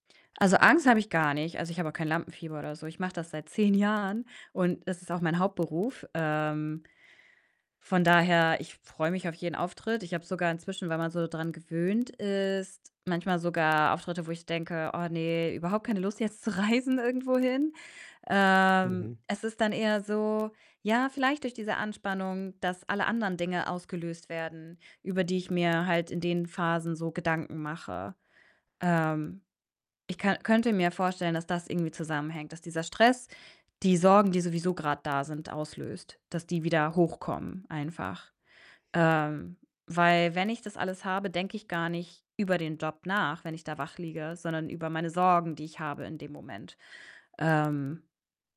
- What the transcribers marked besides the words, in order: distorted speech; laughing while speaking: "reisen"
- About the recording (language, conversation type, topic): German, advice, Wie äußert sich deine Schlafangst vor einem wichtigen Ereignis oder einer Prüfungssituation?